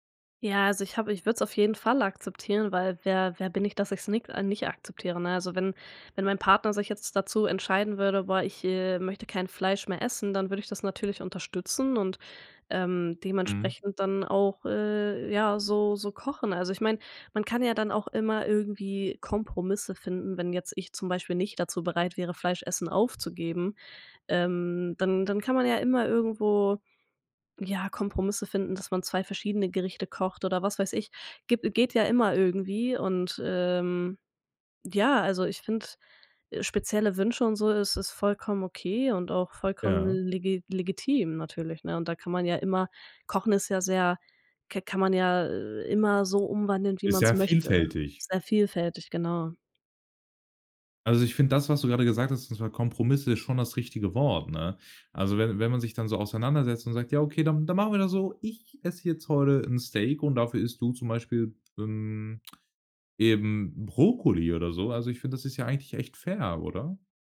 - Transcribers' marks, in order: put-on voice: "dann machen wir da so"; stressed: "Ich"; tsk; stressed: "Brokkoli"
- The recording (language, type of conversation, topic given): German, podcast, Was begeistert dich am Kochen für andere Menschen?